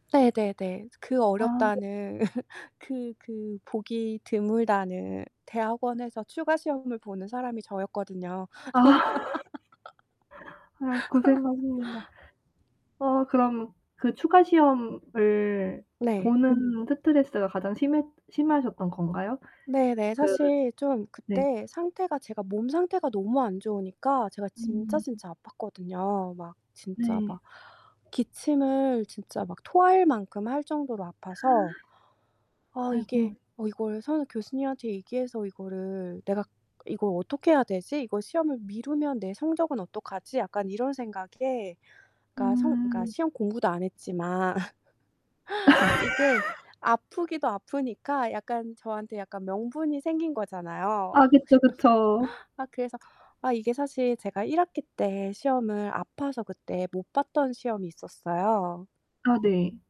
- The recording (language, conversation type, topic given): Korean, unstructured, 시험 스트레스는 어떻게 극복하고 있나요?
- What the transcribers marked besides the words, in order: distorted speech; laugh; laugh; laugh; other background noise; gasp; laugh; tapping; laugh